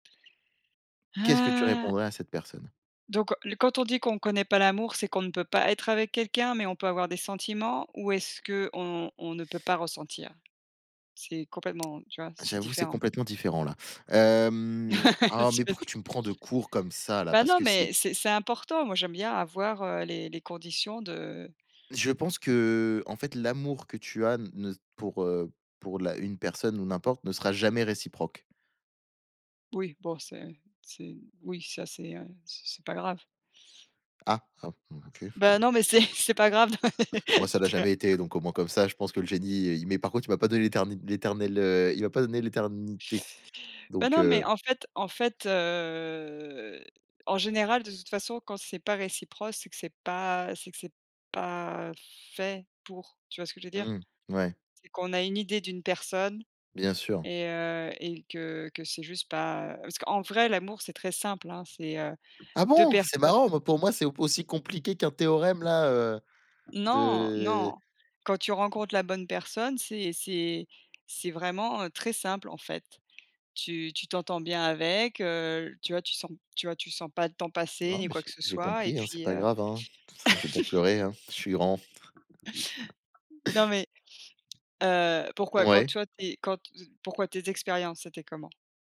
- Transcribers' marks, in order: tapping; other background noise; chuckle; laughing while speaking: "c'est pas grave"; laugh; drawn out: "heu"; chuckle; chuckle; sniff
- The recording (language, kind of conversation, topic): French, unstructured, Seriez-vous prêt à vivre éternellement sans jamais connaître l’amour ?